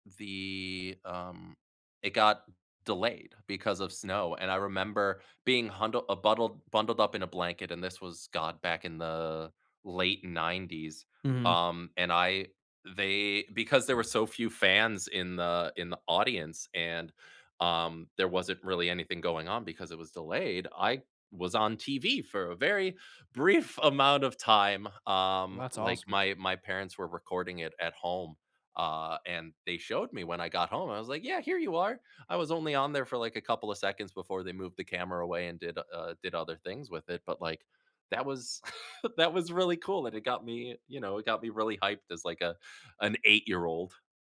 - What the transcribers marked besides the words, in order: tapping; drawn out: "The"; chuckle
- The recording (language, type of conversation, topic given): English, unstructured, What is your favorite sport to watch or play?